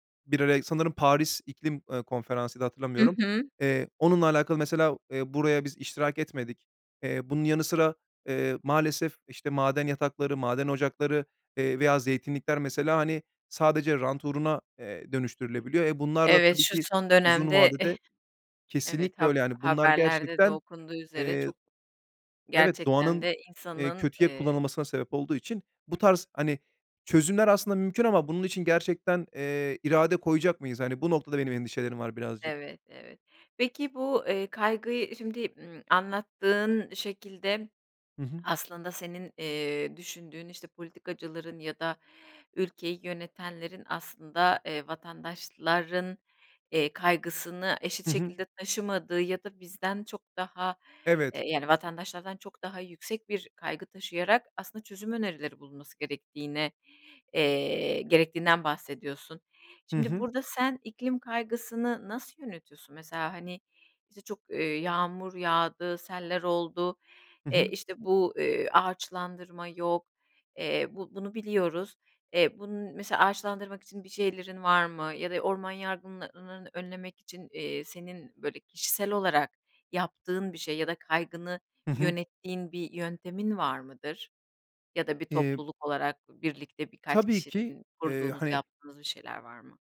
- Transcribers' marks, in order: other background noise; tapping
- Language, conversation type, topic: Turkish, podcast, İklim değişikliğiyle ilgili duydukların arasında seni en çok endişelendiren şey hangisi?